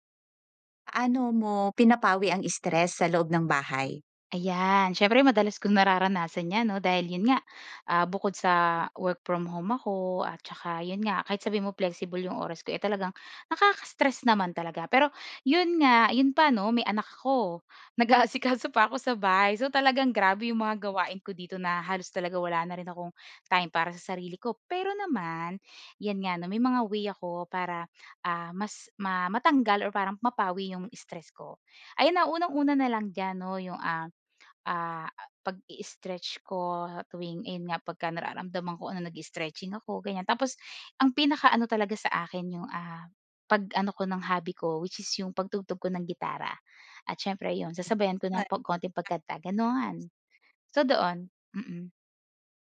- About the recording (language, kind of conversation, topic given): Filipino, podcast, Paano mo pinapawi ang stress sa loob ng bahay?
- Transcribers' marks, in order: laughing while speaking: "Nag-aasikaso"; unintelligible speech